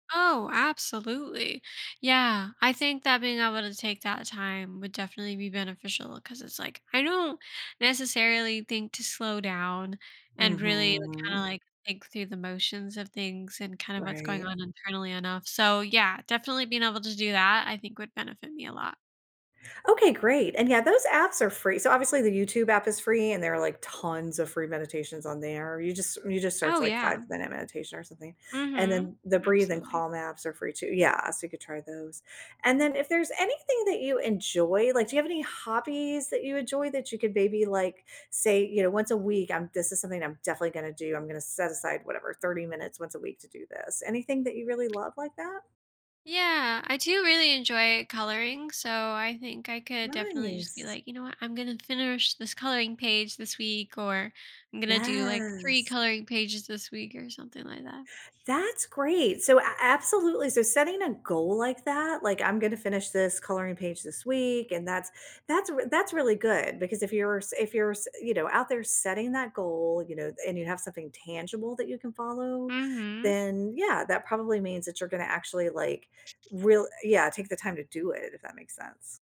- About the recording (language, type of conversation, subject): English, advice, How can I manage daily responsibilities without feeling overwhelmed?
- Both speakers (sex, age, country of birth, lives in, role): female, 30-34, United States, United States, user; female, 50-54, United States, United States, advisor
- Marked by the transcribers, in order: background speech; drawn out: "Mhm"; other background noise; drawn out: "Yes"